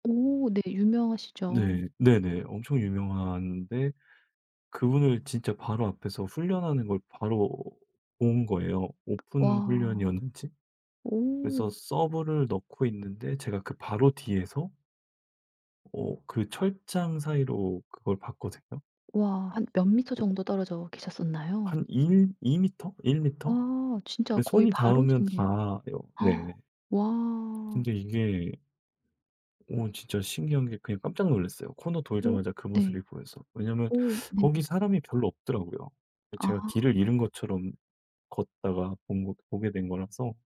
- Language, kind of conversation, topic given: Korean, podcast, 해외에서 만난 사람 중 가장 기억에 남는 사람은 누구인가요? 왜 그렇게 기억에 남는지도 알려주세요?
- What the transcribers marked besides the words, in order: other background noise; tapping; gasp